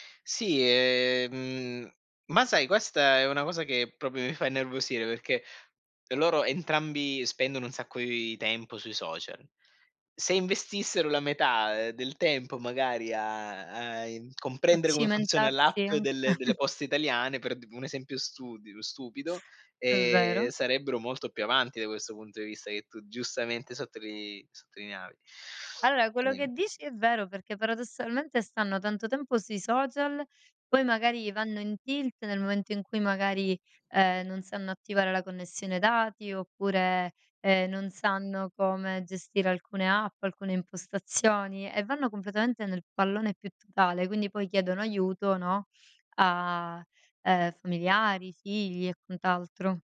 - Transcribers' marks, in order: "proprio" said as "propio"; chuckle; other background noise
- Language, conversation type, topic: Italian, podcast, Che consigli daresti a chi vuole adattarsi meglio al mondo digitale?